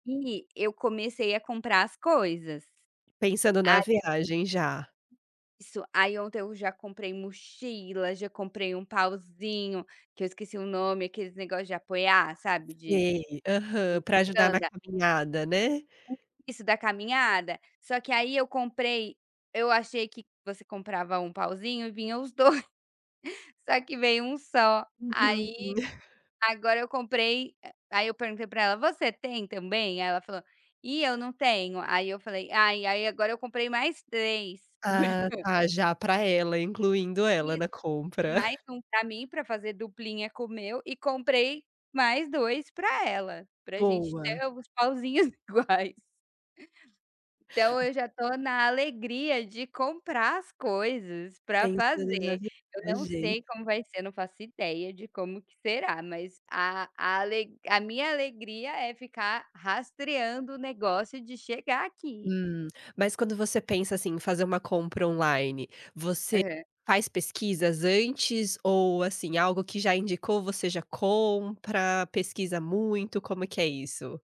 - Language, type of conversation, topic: Portuguese, podcast, Que papel os aplicativos de entrega têm no seu dia a dia?
- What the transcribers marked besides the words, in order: unintelligible speech; unintelligible speech; chuckle; laughing while speaking: "dois"; chuckle; laugh; chuckle; laughing while speaking: "iguais"